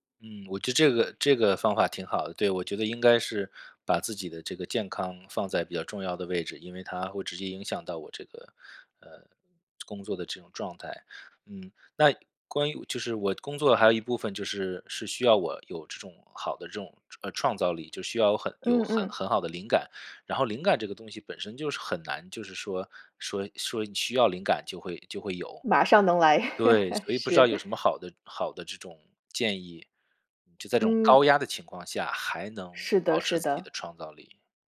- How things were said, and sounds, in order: laughing while speaking: "马上能来，是"
- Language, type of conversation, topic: Chinese, advice, 日常压力会如何影响你的注意力和创造力？